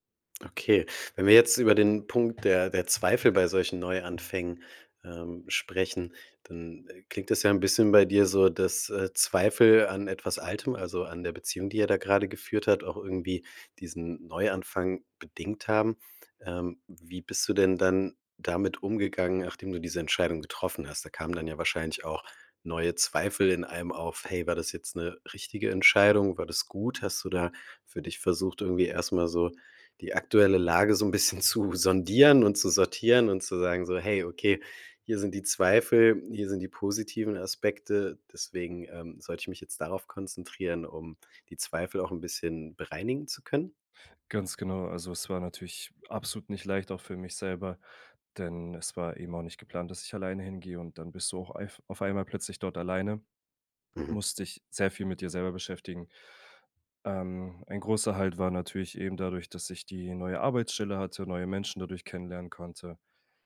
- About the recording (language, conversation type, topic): German, podcast, Wie gehst du mit Zweifeln bei einem Neuanfang um?
- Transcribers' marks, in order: laughing while speaking: "so 'n bisschen zu sondieren"